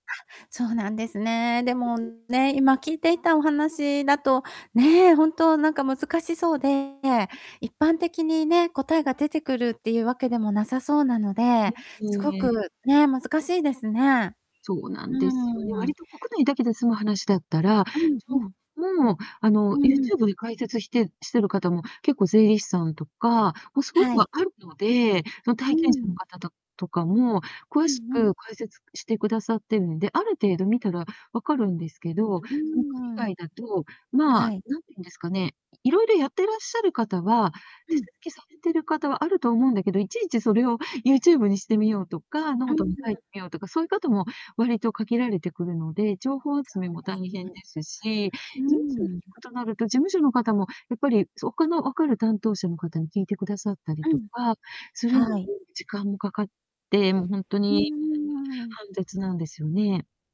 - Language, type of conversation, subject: Japanese, advice, いつも後回しにして締切直前で焦ってしまう癖を直すにはどうすればいいですか？
- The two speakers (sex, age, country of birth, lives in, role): female, 50-54, Japan, Japan, advisor; female, 60-64, Japan, Japan, user
- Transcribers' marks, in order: static; unintelligible speech; distorted speech; unintelligible speech